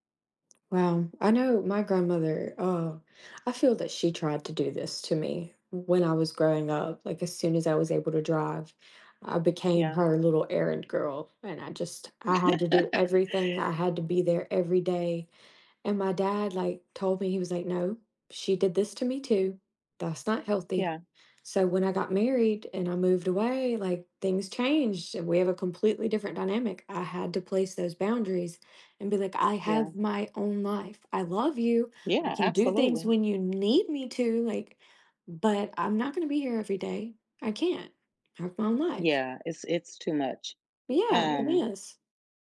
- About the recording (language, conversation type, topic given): English, podcast, How do you define a meaningful and lasting friendship?
- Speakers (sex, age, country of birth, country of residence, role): female, 25-29, United States, United States, host; female, 50-54, United States, United States, guest
- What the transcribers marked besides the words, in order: tapping; laugh